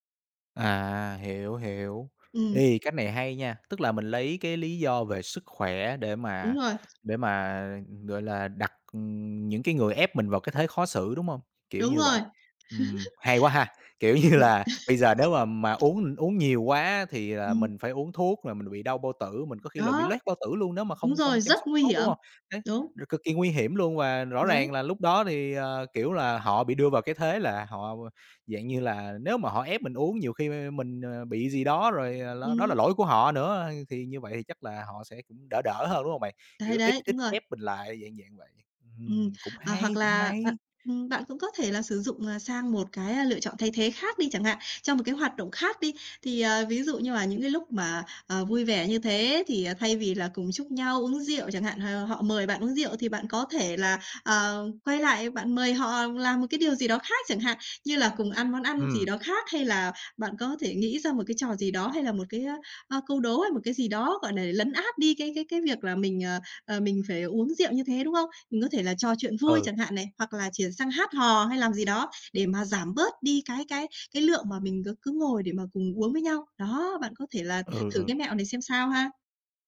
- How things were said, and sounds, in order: other background noise; tapping; laughing while speaking: "kiểu như là"; chuckle
- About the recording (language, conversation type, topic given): Vietnamese, advice, Tôi nên làm gì khi bị bạn bè gây áp lực uống rượu hoặc làm điều mình không muốn?